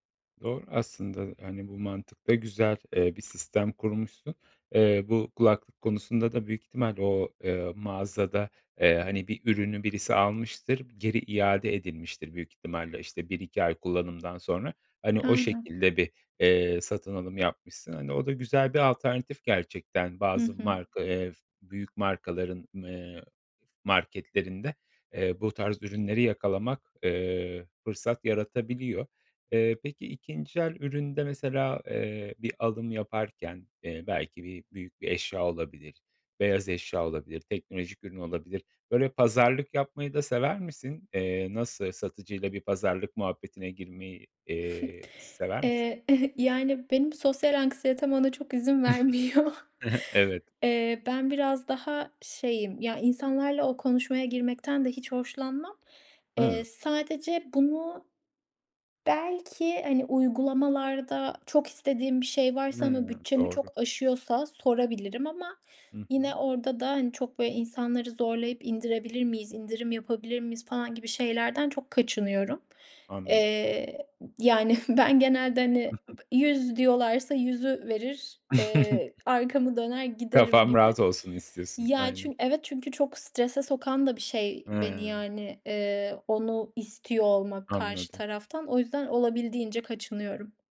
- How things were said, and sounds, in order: chuckle; laughing while speaking: "vermiyor"; chuckle; other background noise; chuckle; unintelligible speech; chuckle
- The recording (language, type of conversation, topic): Turkish, podcast, İkinci el alışveriş hakkında ne düşünüyorsun?